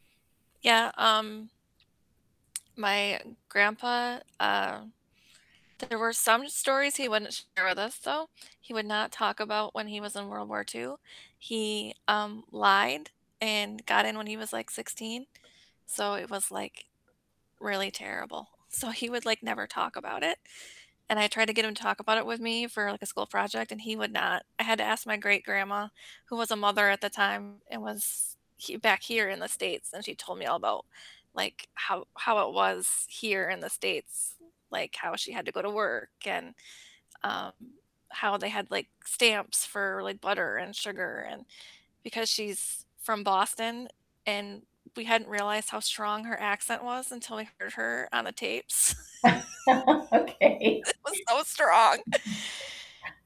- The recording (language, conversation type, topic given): English, unstructured, How can storytelling help us understand ourselves?
- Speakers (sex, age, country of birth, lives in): female, 40-44, United States, United States; female, 55-59, United States, United States
- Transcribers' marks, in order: static; distorted speech; other background noise; tapping; laugh; laughing while speaking: "Okay"; chuckle; laughing while speaking: "It was"; chuckle